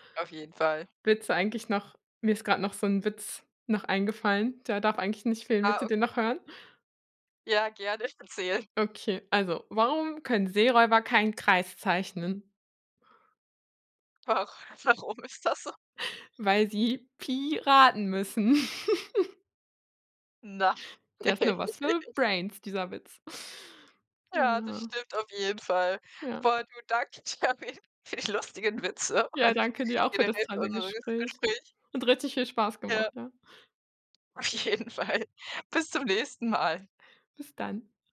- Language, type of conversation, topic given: German, podcast, Welche Rolle spielt Nostalgie bei deinem Hobby?
- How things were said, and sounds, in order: laughing while speaking: "erzähl"; laughing while speaking: "Ach, warum ist das so?"; chuckle; laugh; in English: "Brains"; other background noise; laughing while speaking: "danke dir auf jeden für die lustigen Witze"; laughing while speaking: "Auf jeden Fall"